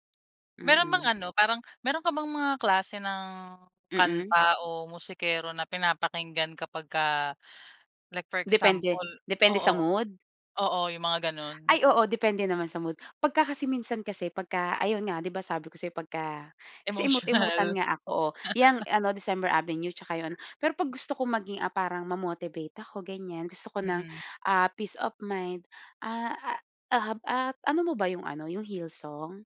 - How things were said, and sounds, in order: in English: "like for example"; laughing while speaking: "Emotional"; laugh; tapping; in English: "peace of mind"; in English: "heal song?"
- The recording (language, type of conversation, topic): Filipino, podcast, Sino ang pinakagusto mong musikero o banda, at bakit?
- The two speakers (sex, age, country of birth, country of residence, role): female, 25-29, Philippines, Philippines, guest; female, 25-29, Philippines, Philippines, host